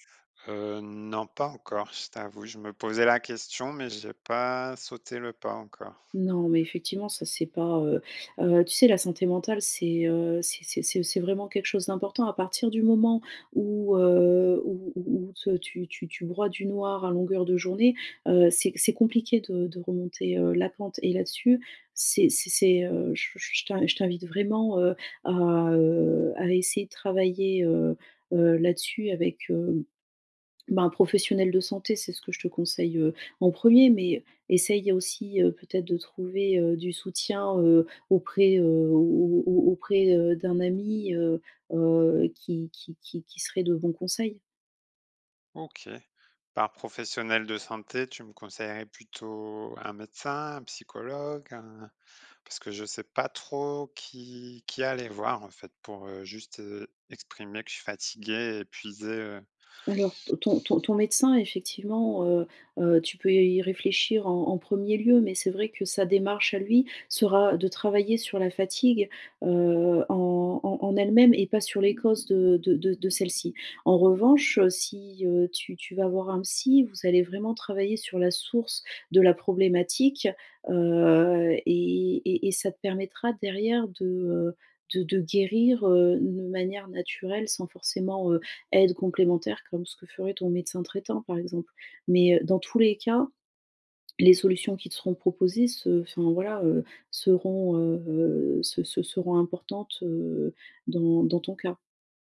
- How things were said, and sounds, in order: other background noise
- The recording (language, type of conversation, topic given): French, advice, Comment décririez-vous les tensions familiales liées à votre épuisement ?